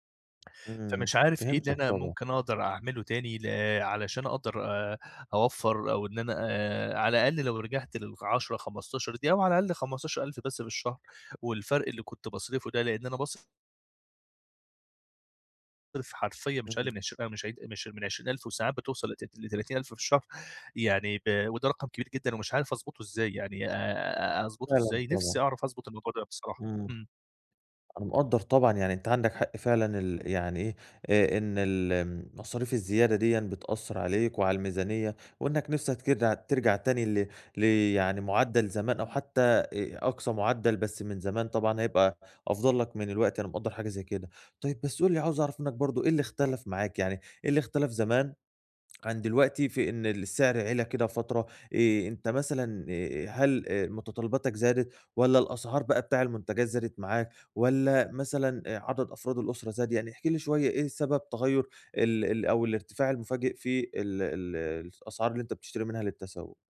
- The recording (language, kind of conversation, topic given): Arabic, advice, إزاي أتبضع بميزانية قليلة من غير ما أضحي بالستايل؟
- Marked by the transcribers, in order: other background noise; tapping